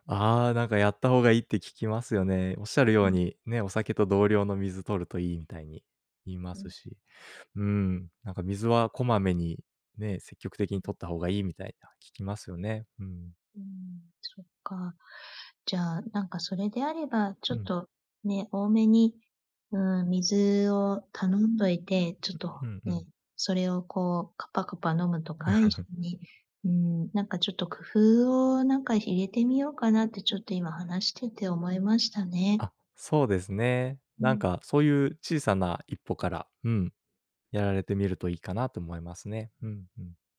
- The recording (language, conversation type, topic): Japanese, advice, 健康診断の結果を受けて生活習慣を変えたいのですが、何から始めればよいですか？
- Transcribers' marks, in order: laugh